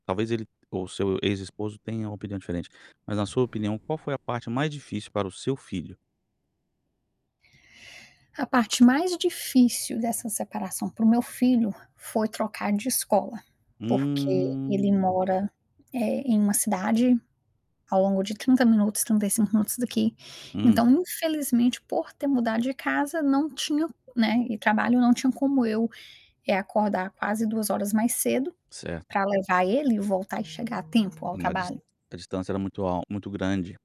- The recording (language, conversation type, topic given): Portuguese, podcast, Como explicar a separação ou o divórcio para as crianças?
- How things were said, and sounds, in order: tapping; static; mechanical hum; other background noise; drawn out: "Hum"